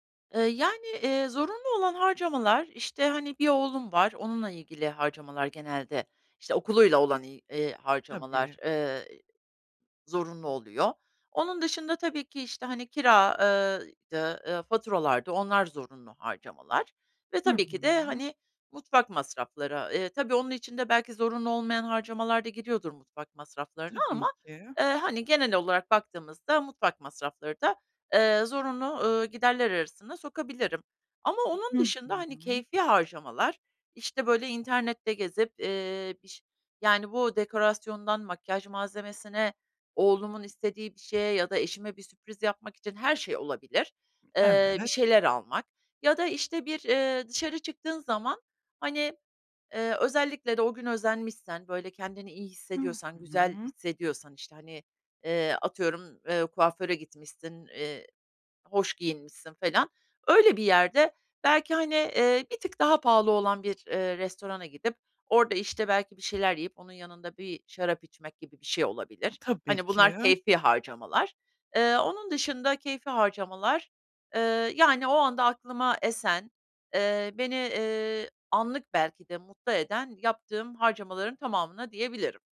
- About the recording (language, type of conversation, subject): Turkish, advice, Tasarruf yapma isteği ile yaşamdan keyif alma dengesini nasıl kurabilirim?
- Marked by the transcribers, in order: other background noise; tapping